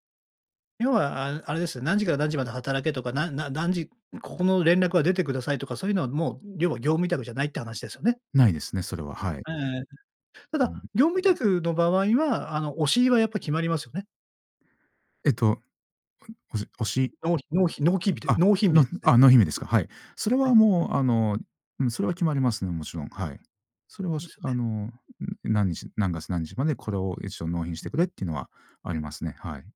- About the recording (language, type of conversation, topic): Japanese, podcast, 通知はすべてオンにしますか、それともオフにしますか？通知設定の基準はどう決めていますか？
- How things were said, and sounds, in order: tapping